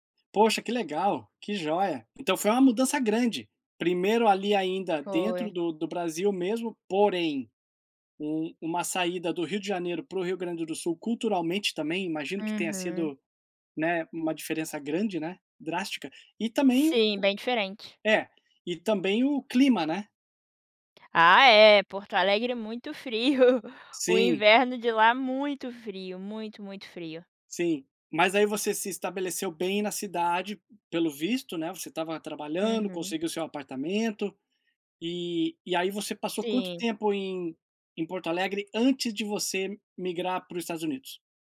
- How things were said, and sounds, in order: none
- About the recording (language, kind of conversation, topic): Portuguese, podcast, Qual foi um momento que realmente mudou a sua vida?